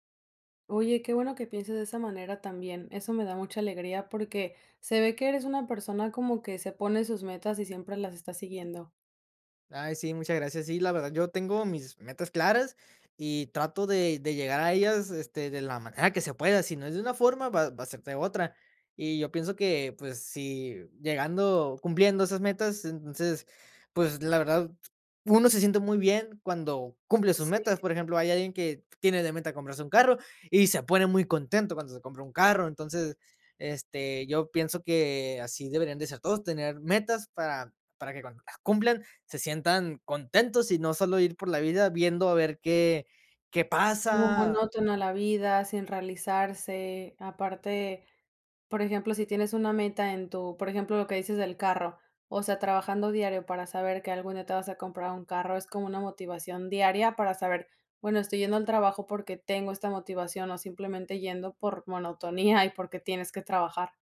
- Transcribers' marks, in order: laughing while speaking: "monotonía"
- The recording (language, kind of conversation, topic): Spanish, podcast, ¿Qué hábitos diarios alimentan tu ambición?